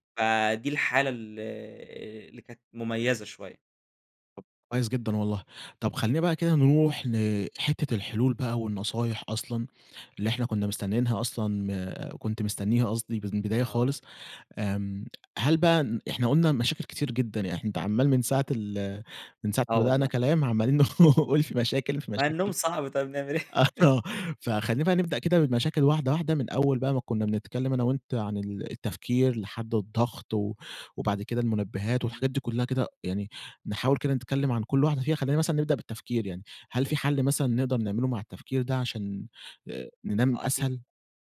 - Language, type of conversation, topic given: Arabic, podcast, إيه أهم نصايحك للي عايز ينام أسرع؟
- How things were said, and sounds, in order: tapping; laughing while speaking: "نقول"; laughing while speaking: "آه"; laughing while speaking: "إيه؟"; other background noise